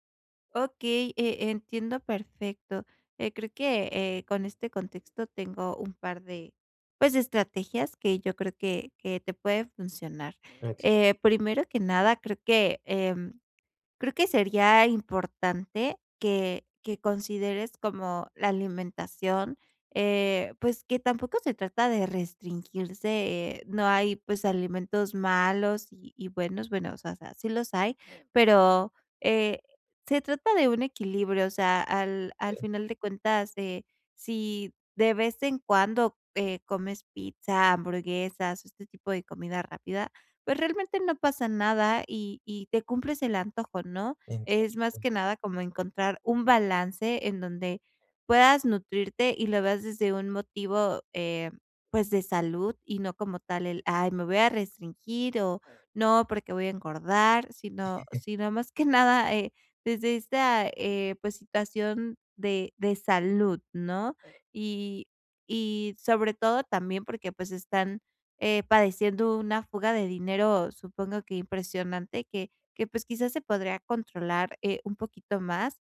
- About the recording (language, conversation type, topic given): Spanish, advice, ¿Cómo puedo controlar los antojos y comer menos por emociones?
- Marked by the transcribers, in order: other background noise; unintelligible speech; chuckle